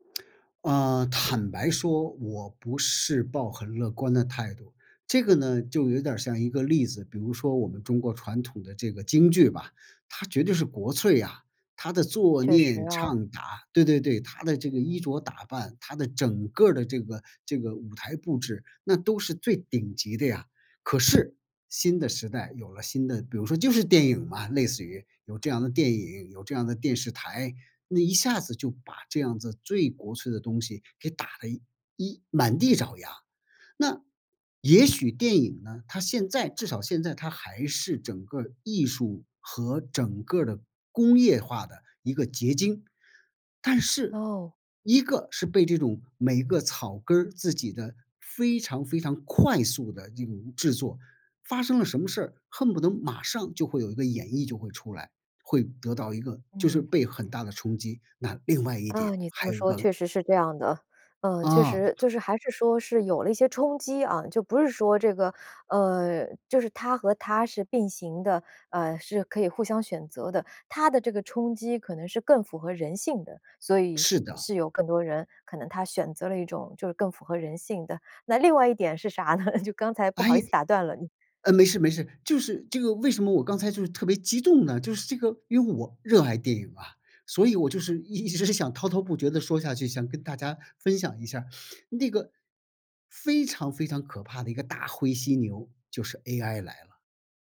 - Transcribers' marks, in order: stressed: "可是"; other background noise; laughing while speaking: "啥呢？"; laughing while speaking: "一直想"
- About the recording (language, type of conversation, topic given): Chinese, podcast, 你觉得追剧和看电影哪个更上瘾？